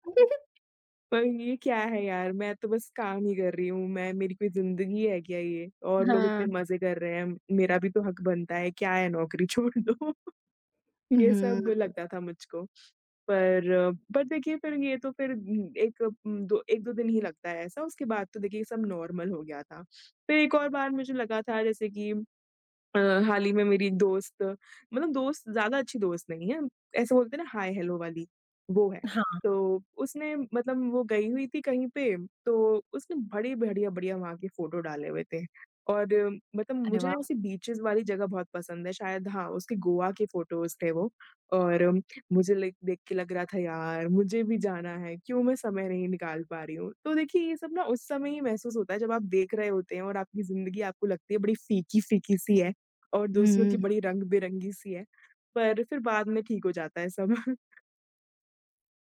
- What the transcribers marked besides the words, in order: chuckle; laughing while speaking: "छोड़ दो"; chuckle; in English: "बट"; in English: "नॉर्मल"; in English: "हाय-हेलो"; in English: "बीचेज़"; in English: "फ़ोटोज़"; in English: "लाईक"; chuckle
- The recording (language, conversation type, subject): Hindi, podcast, सोशल मीडिया देखने से आपका मूड कैसे बदलता है?